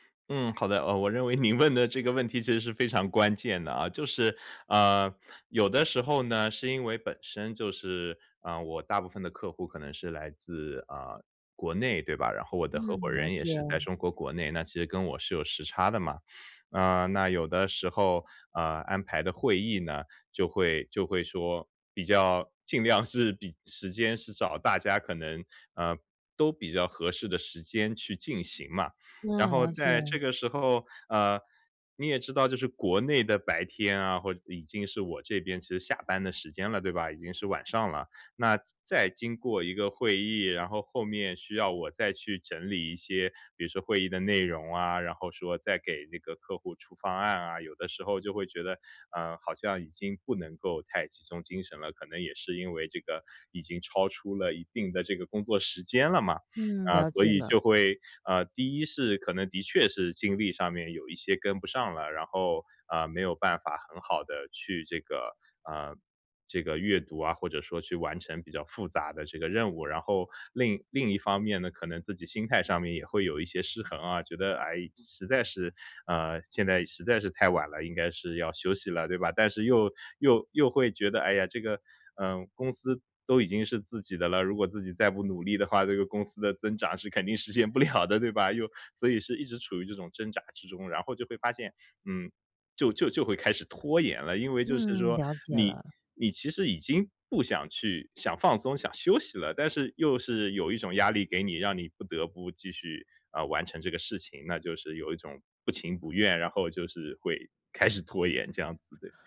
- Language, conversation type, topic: Chinese, advice, 如何利用专注时间段来减少拖延？
- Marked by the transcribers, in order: laughing while speaking: "您问"; laughing while speaking: "不了的"